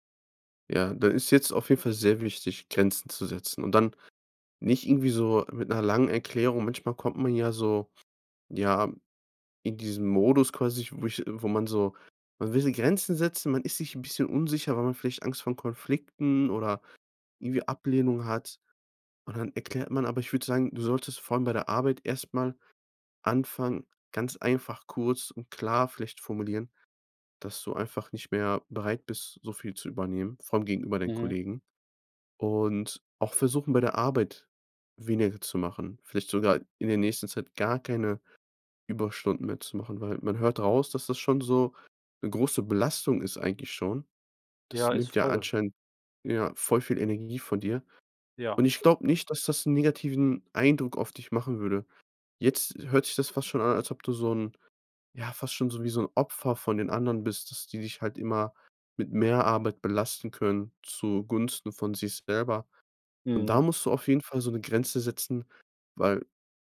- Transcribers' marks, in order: stressed: "gar keine"
- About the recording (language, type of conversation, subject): German, advice, Wie kann ich lernen, bei der Arbeit und bei Freunden Nein zu sagen?